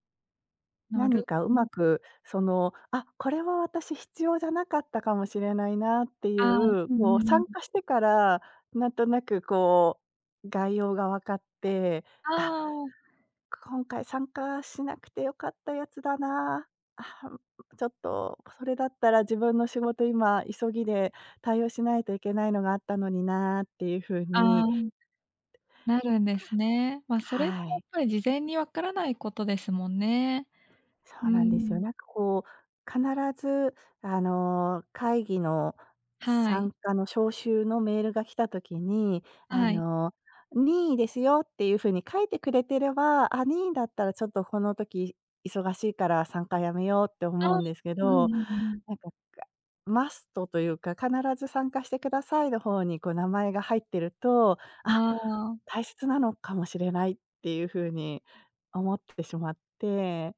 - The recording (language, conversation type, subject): Japanese, advice, 会議が長引いて自分の仕事が進まないのですが、どうすれば改善できますか？
- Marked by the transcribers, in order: other background noise; tapping